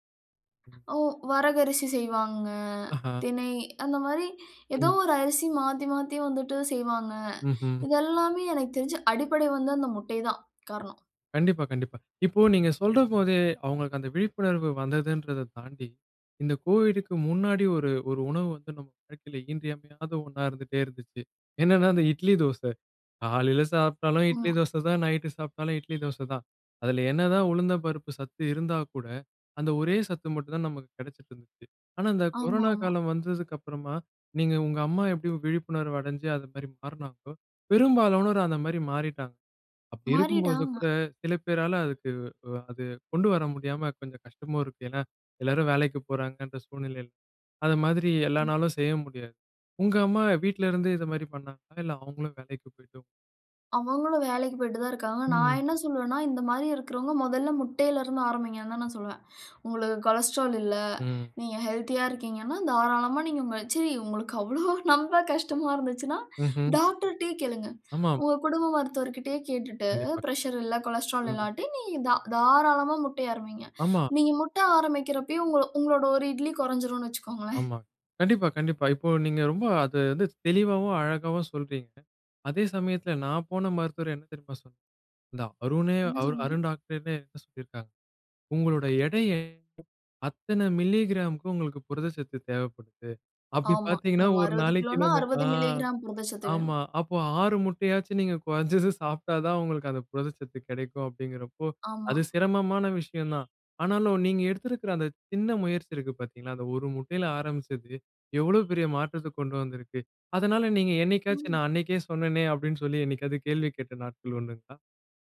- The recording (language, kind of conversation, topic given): Tamil, podcast, உங்கள் உணவுப் பழக்கத்தில் ஒரு எளிய மாற்றம் செய்து பார்த்த அனுபவத்தைச் சொல்ல முடியுமா?
- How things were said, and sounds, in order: other noise; horn; other background noise